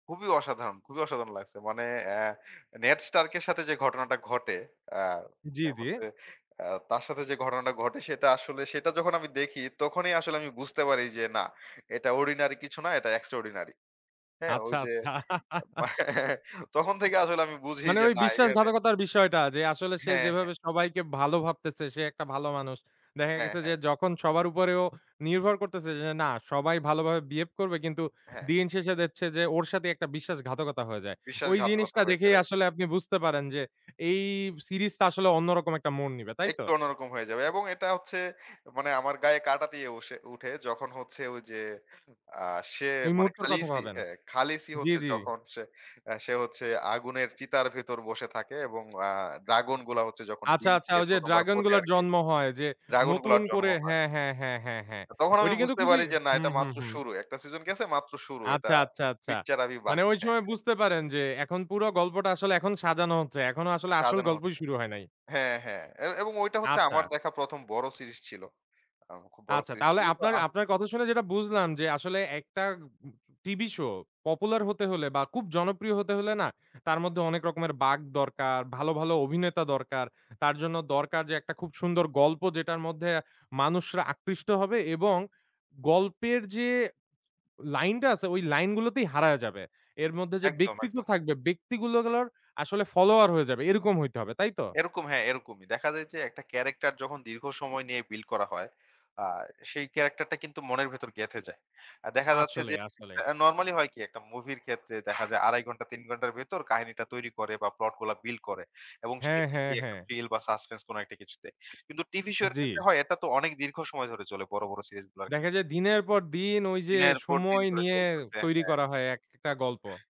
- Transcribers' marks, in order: in English: "এক্সট্রাঅর্ডিনারি"; laugh; in Hindi: "পিকচার আভি বাকি হে"; unintelligible speech; other background noise; in English: "সাসপেন্স"
- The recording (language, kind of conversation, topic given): Bengali, podcast, কেন কিছু টেলিভিশন ধারাবাহিক জনপ্রিয় হয় আর কিছু ব্যর্থ হয়—আপনার ব্যাখ্যা কী?